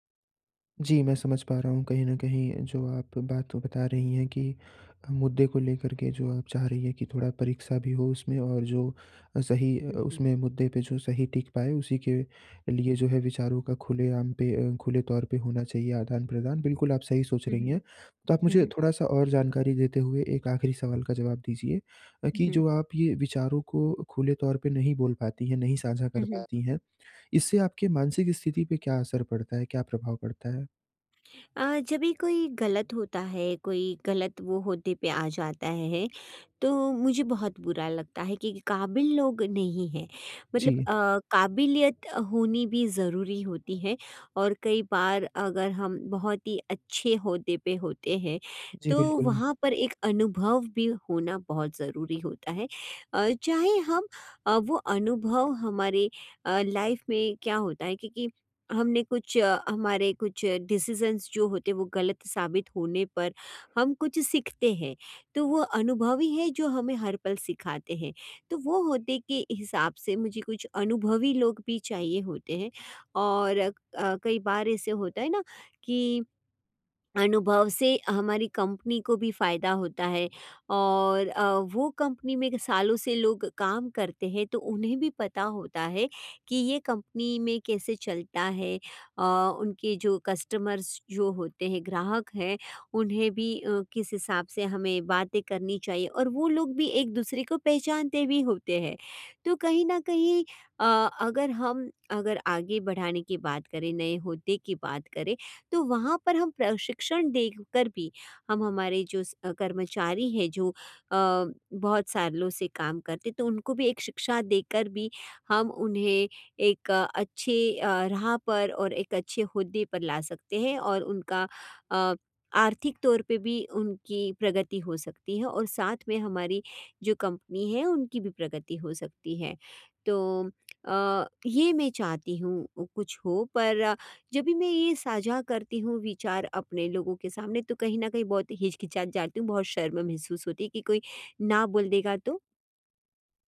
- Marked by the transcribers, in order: other background noise; in English: "लाइफ़"; in English: "डिसिज़ंस"; in English: "कम्पनी"; in English: "कम्पनी"; in English: "कम्पनी"; in English: "कस्टमर्स"; in English: "कम्पनी"
- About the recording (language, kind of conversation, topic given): Hindi, advice, हम अपने विचार खुलकर कैसे साझा कर सकते हैं?